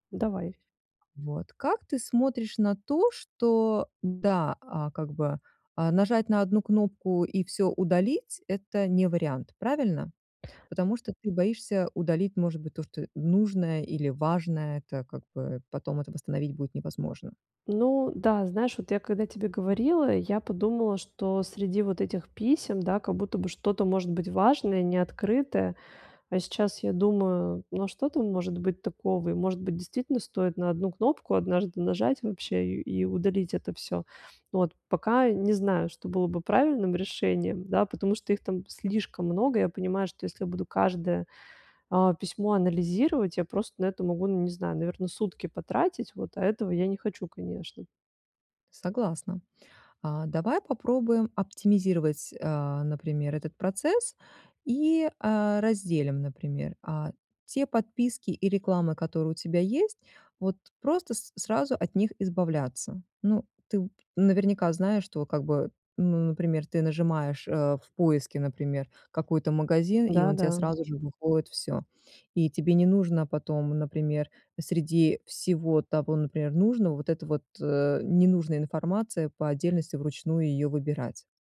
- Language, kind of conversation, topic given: Russian, advice, Как мне сохранять спокойствие при информационной перегрузке?
- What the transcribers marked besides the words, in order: tapping; other background noise